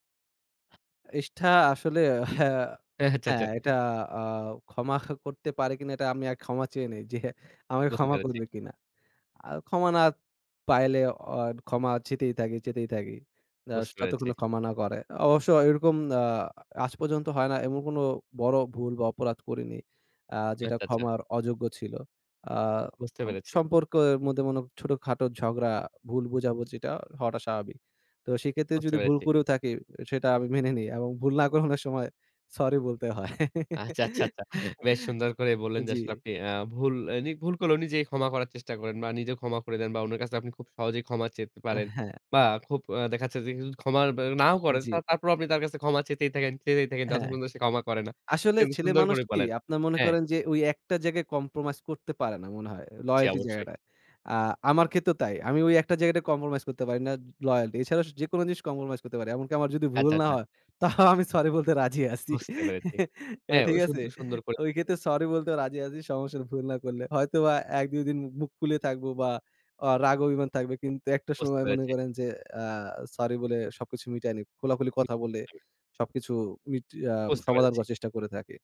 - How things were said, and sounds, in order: laughing while speaking: "ক্ষমা করতে পারে কিনা এটা … ক্ষমা করবে কিনা"; "আর" said as "আ"; laughing while speaking: "সেটা আমি মেনে নেই। এবং ভুল না করানোর সময় সরি বলতে হয়"; laughing while speaking: "আচ্ছা, আচ্ছা, আচ্ছা"; chuckle; horn; tapping; in English: "compromise"; in English: "loyalty"; in English: "compromise"; in English: "loyalty"; in English: "compromise"; laughing while speaking: "তাও আমি সরি বলতে রাজি … সময় মনে করেন"; chuckle; unintelligible speech; unintelligible speech; "মিটিয়ে" said as "মিট"
- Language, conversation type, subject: Bengali, podcast, ভুল পথে চলে গেলে কীভাবে ফেরার পথ খুঁজে নেন?